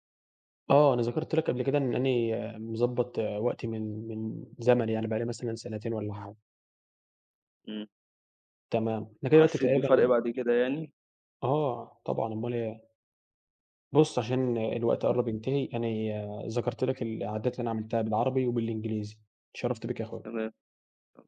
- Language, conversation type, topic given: Arabic, unstructured, إيه هي العادة الصغيرة اللي غيّرت حياتك؟
- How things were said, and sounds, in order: none